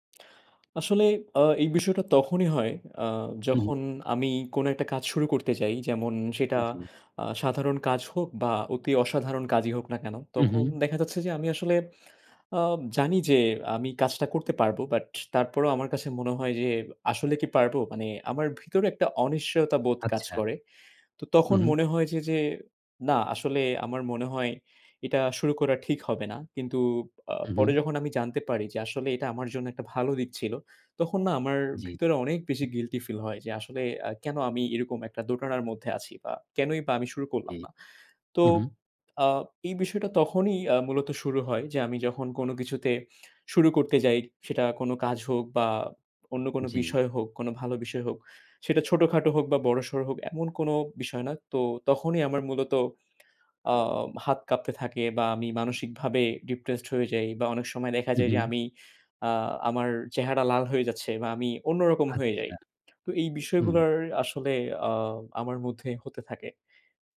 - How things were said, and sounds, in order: tapping; tongue click; other background noise; horn
- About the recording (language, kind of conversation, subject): Bengali, advice, অনিশ্চয়তা হলে কাজে হাত কাঁপে, শুরু করতে পারি না—আমি কী করব?